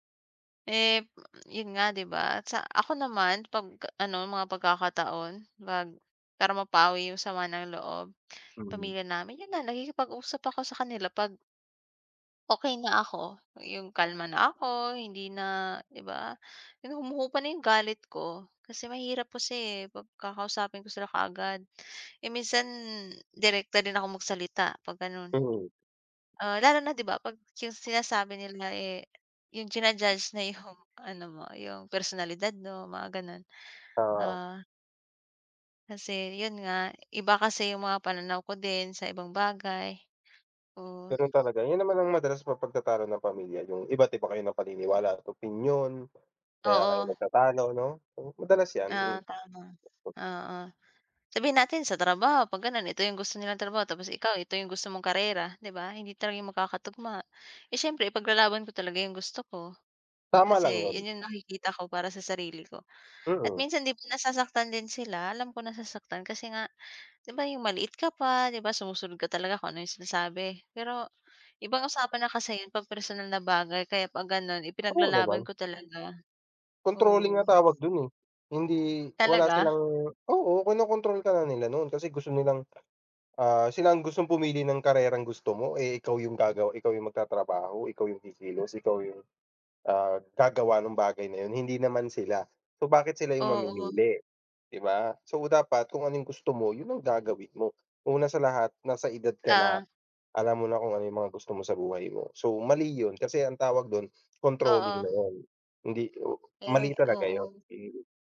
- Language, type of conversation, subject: Filipino, unstructured, Paano ninyo nilulutas ang mga hidwaan sa loob ng pamilya?
- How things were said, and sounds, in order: other noise; tapping; other background noise; laughing while speaking: "'yung"; background speech